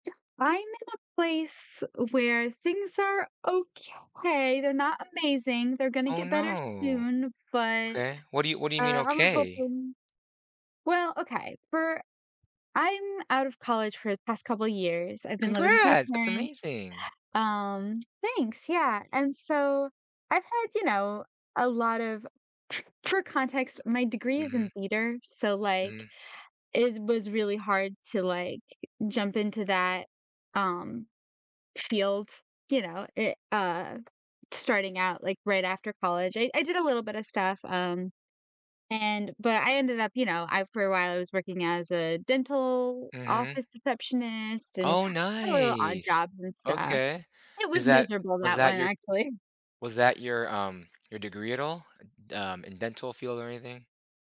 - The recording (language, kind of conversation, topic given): English, advice, How can I make progress when I feel stuck?
- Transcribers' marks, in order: tapping; joyful: "Congrats!"; other background noise